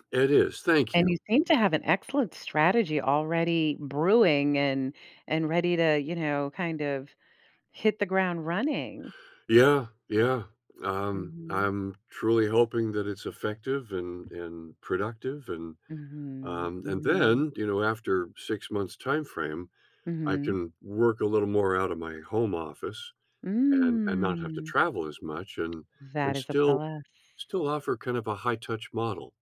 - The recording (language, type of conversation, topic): English, advice, How can I get a promotion?
- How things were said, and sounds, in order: other background noise; drawn out: "Mm"; tapping